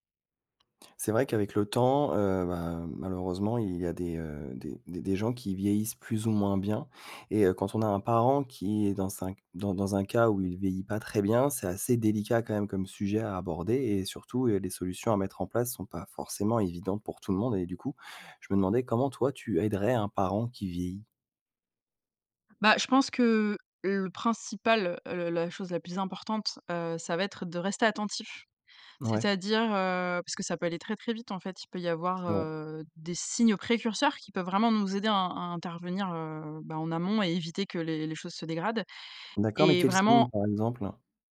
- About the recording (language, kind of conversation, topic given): French, podcast, Comment est-ce qu’on aide un parent qui vieillit, selon toi ?
- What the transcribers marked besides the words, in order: tapping; stressed: "signes"